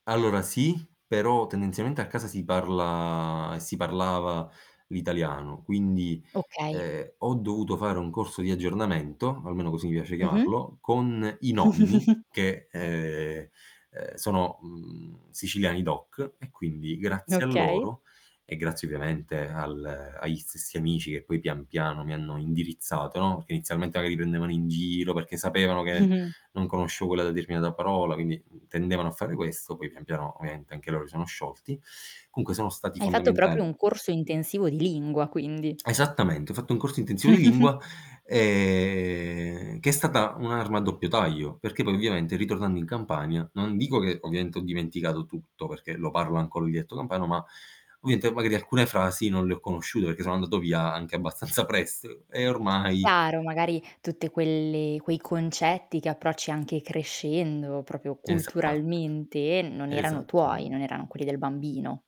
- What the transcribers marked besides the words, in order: drawn out: "parla"; other background noise; giggle; laughing while speaking: "Mh. Mh. Mh"; chuckle; drawn out: "ehm"; laughing while speaking: "abbastanza"; distorted speech
- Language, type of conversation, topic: Italian, podcast, In che modo la migrazione ha cambiato la tua identità?
- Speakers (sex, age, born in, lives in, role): female, 25-29, Italy, France, host; male, 25-29, Italy, Italy, guest